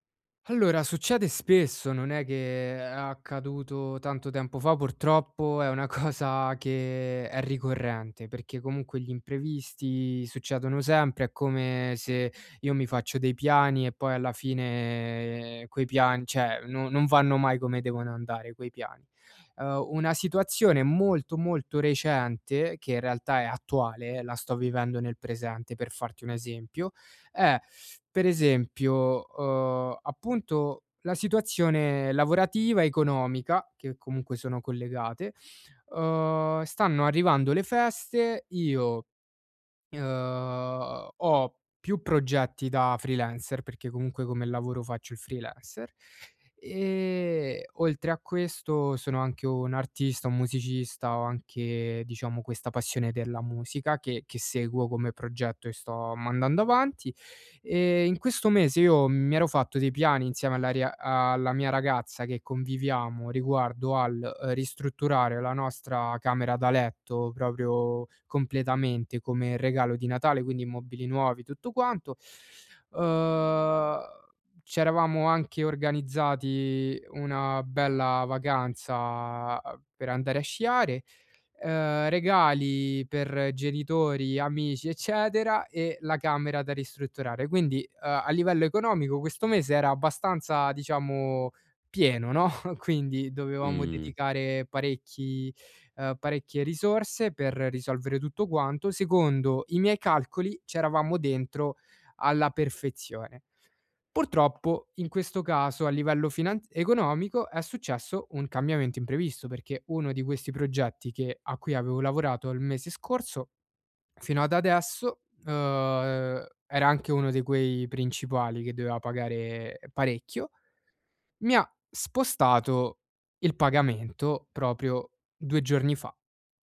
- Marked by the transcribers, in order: laughing while speaking: "cosa"; laughing while speaking: "no?"; tapping
- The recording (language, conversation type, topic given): Italian, advice, Come posso adattarmi quando un cambiamento improvviso mi fa sentire fuori controllo?